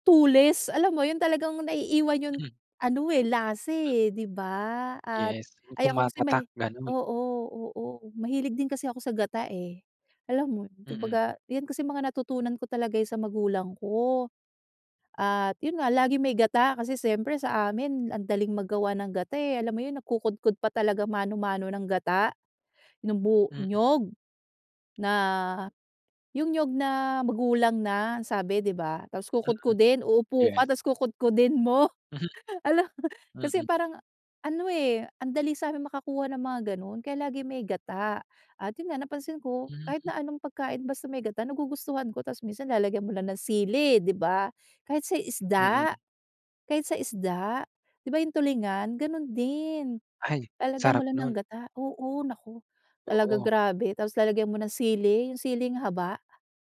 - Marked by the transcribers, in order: other background noise; chuckle
- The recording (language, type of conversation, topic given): Filipino, podcast, Ano ang ginagawa mo para maging hindi malilimutan ang isang pagkain?